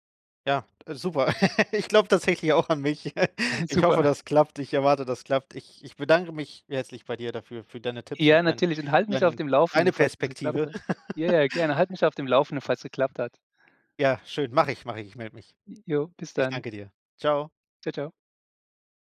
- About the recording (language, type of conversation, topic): German, advice, Wie ist es zu deinem plötzlichen Jobverlust gekommen?
- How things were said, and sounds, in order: laugh; laughing while speaking: "Ich glaube tatsächlich auch an mich"; other background noise; snort; laughing while speaking: "Super"; tapping; laugh